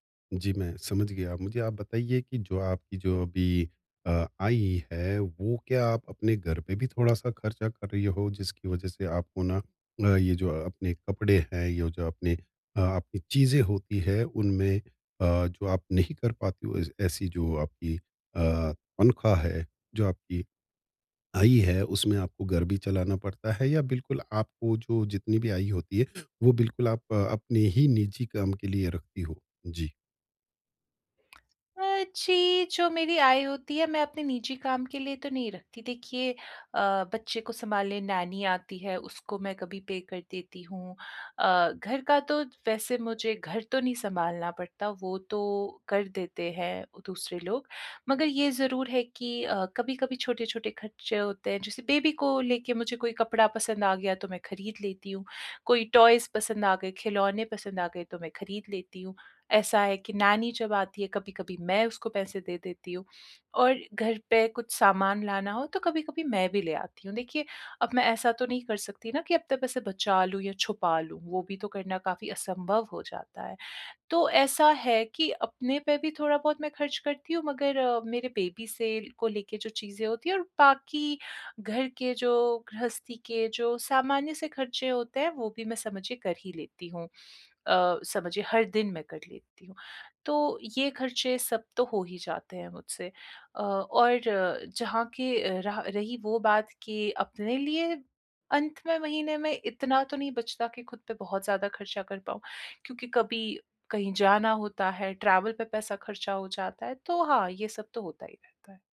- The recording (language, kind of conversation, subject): Hindi, advice, कपड़े खरीदते समय मैं पहनावे और बजट में संतुलन कैसे बना सकता/सकती हूँ?
- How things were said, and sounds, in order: in English: "नैनी"; in English: "बेबी"; in English: "टॉयज़"; in English: "नैनी"; in English: "बेबी"; in English: "ट्रैवल"